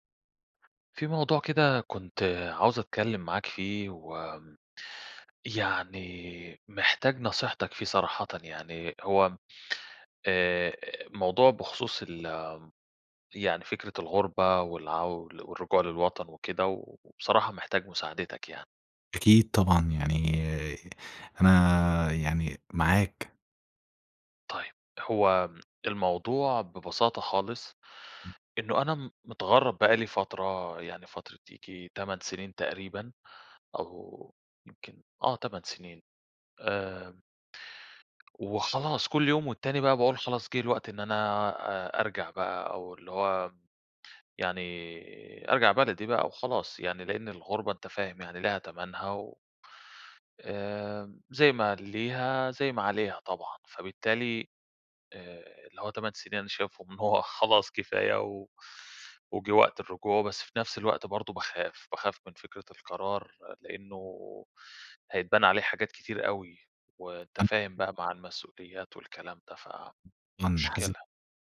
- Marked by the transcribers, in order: other background noise; tapping; unintelligible speech
- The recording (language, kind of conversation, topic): Arabic, advice, إيه اللي أنسب لي: أرجع بلدي ولا أفضل في البلد اللي أنا فيه دلوقتي؟